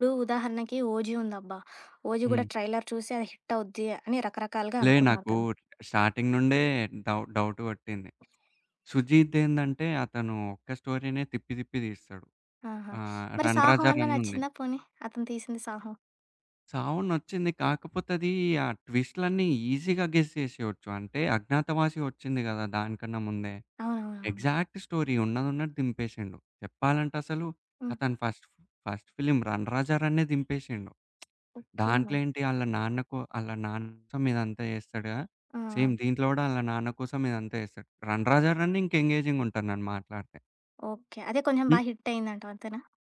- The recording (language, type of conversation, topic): Telugu, podcast, సినిమా ముగింపు ప్రేక్షకుడికి సంతృప్తిగా అనిపించాలంటే ఏమేం విషయాలు దృష్టిలో పెట్టుకోవాలి?
- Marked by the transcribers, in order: in English: "ట్రైలర్"; in English: "హిట్"; other background noise; in English: "స్టార్టింగ్"; in English: "డౌట్ డౌట్"; in English: "ఈసీగా గెస్"; in English: "ఎగ్జాక్ట్ స్టోరీ"; in English: "ఫస్ట్ ఫస్ట్ ఫిల్మ్"; in English: "సేమ్"; in English: "ఎంగేజింగ్"